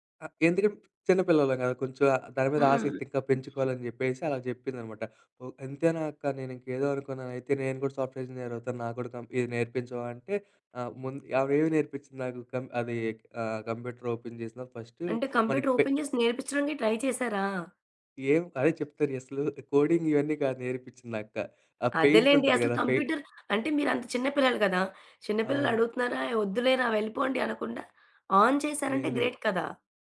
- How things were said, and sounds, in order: other background noise; in English: "సాఫ్ట్‌వేర్ ఇంజనీర్"; in English: "కంప్యూటర్ ఓపెన్"; in English: "కంప్యూటర్ ఓపెన్"; in English: "ట్రై"; in English: "కోడింగ్"; in English: "పెయింట్"; in English: "ఆన్"; in English: "గ్రేట్"
- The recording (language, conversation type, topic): Telugu, podcast, కెరీర్‌లో మార్పు చేసినప్పుడు మీ కుటుంబం, స్నేహితులు ఎలా స్పందించారు?